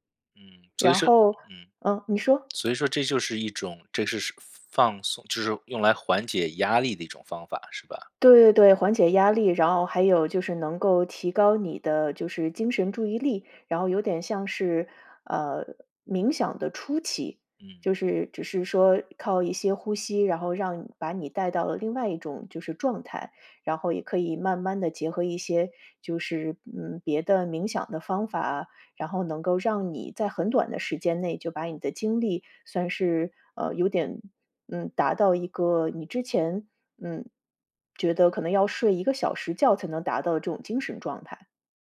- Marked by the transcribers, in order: none
- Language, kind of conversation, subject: Chinese, advice, 日常压力会如何影响你的注意力和创造力？